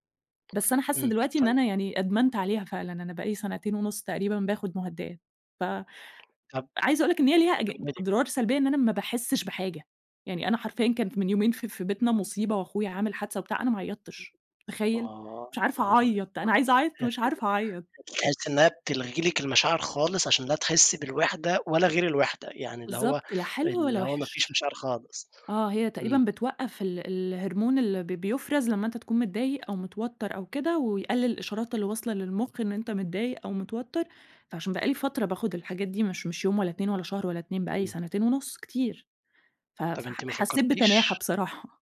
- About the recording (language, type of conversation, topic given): Arabic, podcast, إيه اللي في رأيك بيخلّي الناس تحسّ بالوحدة؟
- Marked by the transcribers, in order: tapping; unintelligible speech